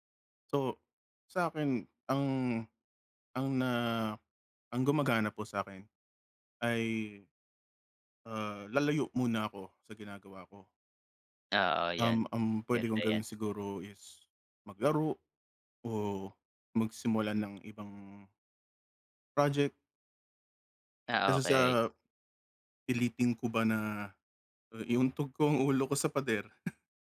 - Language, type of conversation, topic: Filipino, unstructured, Paano mo naiiwasan ang pagkadismaya kapag nahihirapan ka sa pagkatuto ng isang kasanayan?
- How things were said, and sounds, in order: laugh